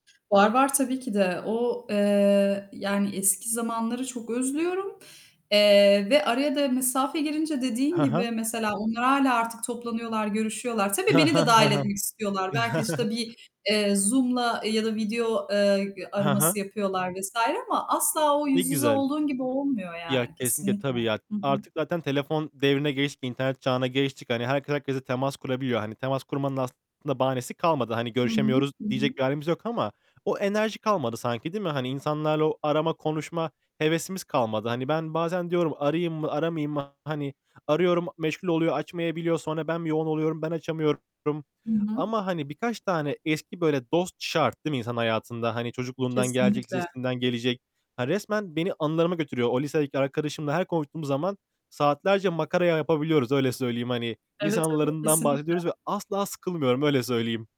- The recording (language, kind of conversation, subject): Turkish, unstructured, Eski dostlukların bugünkü hayatınıza etkisi nedir?
- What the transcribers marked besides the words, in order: static; other background noise; distorted speech; chuckle